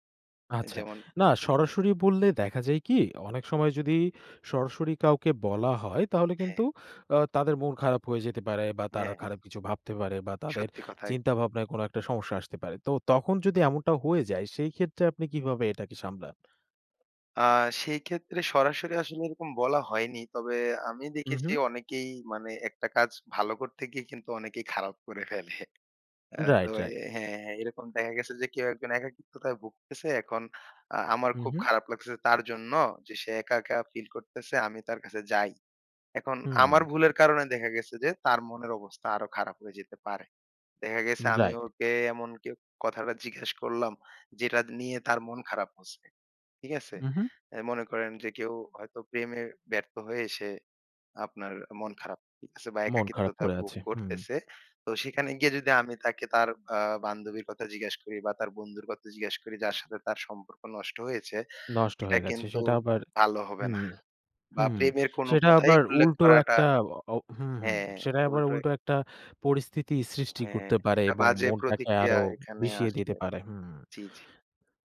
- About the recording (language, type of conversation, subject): Bengali, podcast, আপনি কীভাবে একাকীত্ব কাটাতে কাউকে সাহায্য করবেন?
- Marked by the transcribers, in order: laughing while speaking: "খারাপ করে ফেলে"